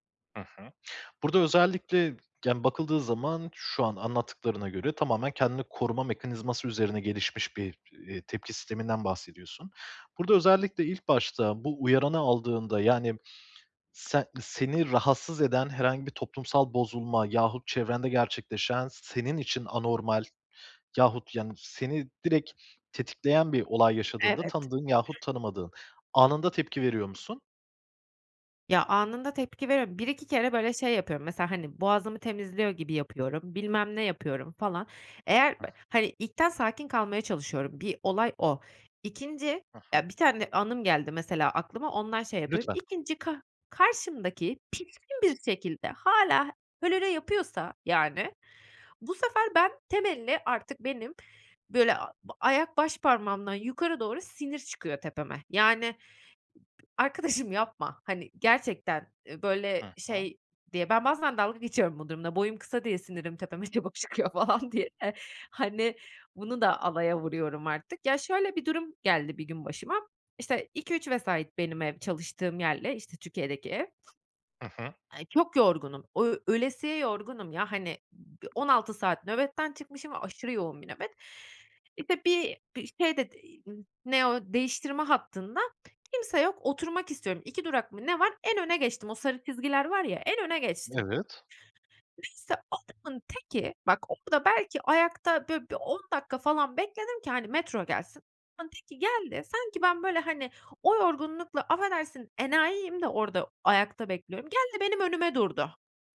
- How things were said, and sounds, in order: inhale; other background noise; other noise; laughing while speaking: "arkadaşım"; laughing while speaking: "çabuk çıkıyor falan diye"; tapping
- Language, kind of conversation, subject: Turkish, advice, Açlık veya stresliyken anlık dürtülerimle nasıl başa çıkabilirim?